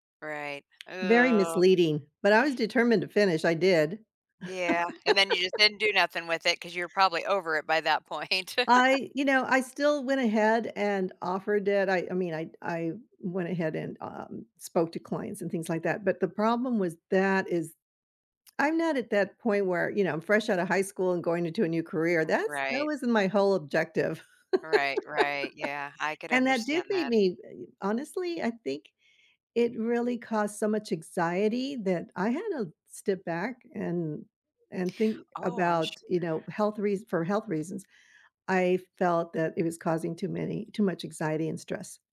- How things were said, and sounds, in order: other background noise; background speech; laugh; laughing while speaking: "point"; chuckle; tapping; laugh
- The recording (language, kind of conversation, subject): English, unstructured, How do you approach learning new skills or information?